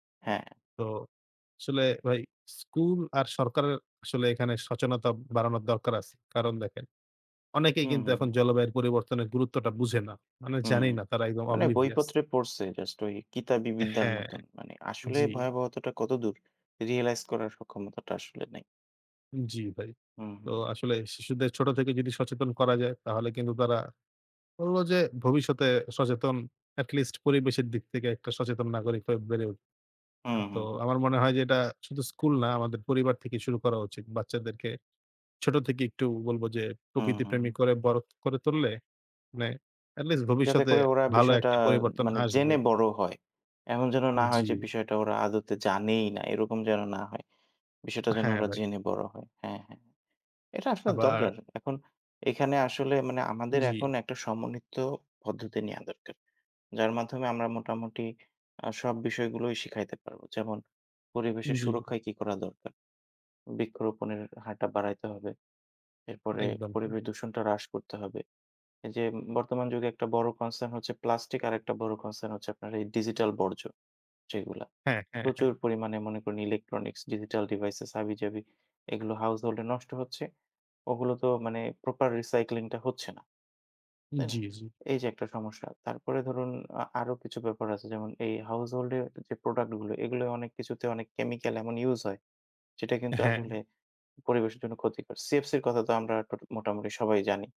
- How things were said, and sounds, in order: "সচেতনতা" said as "সচেনতা"
- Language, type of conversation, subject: Bengali, unstructured, জলবায়ু পরিবর্তন আমাদের দৈনন্দিন জীবনে কীভাবে প্রভাব ফেলে?